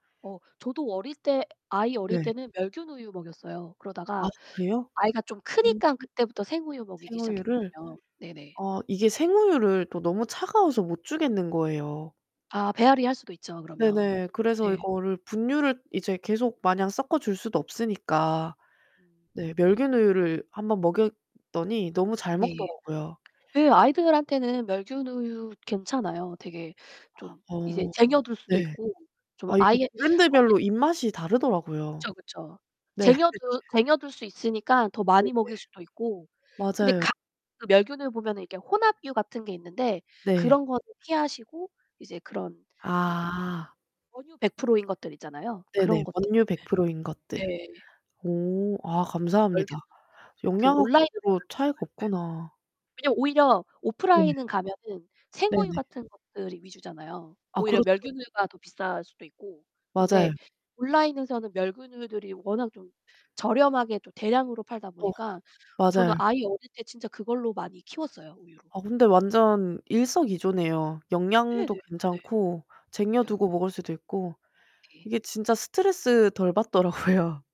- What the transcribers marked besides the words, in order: distorted speech; laugh; unintelligible speech; other background noise; tapping; laughing while speaking: "받더라고요"
- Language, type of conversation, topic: Korean, unstructured, 온라인 쇼핑을 얼마나 자주 이용하시나요?